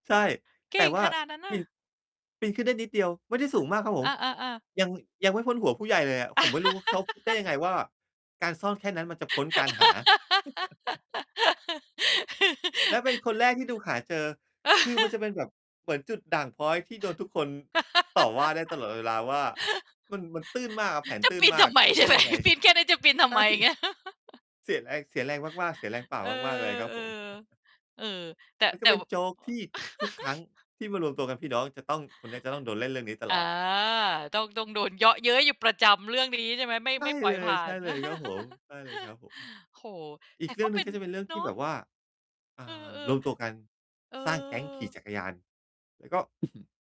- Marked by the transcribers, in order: laugh; laugh; chuckle; laugh; laughing while speaking: "จะปีนทำไม ใช่ไหม ปีนแค่นี้ จะปีนทำไม อย่างเงี้ย"; laughing while speaking: "ใช่"; laugh; distorted speech; laugh; laugh
- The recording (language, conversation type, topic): Thai, podcast, เวลาเทศกาลครอบครัว คุณมีกิจวัตรอะไรที่ทำเป็นประจำทุกปี?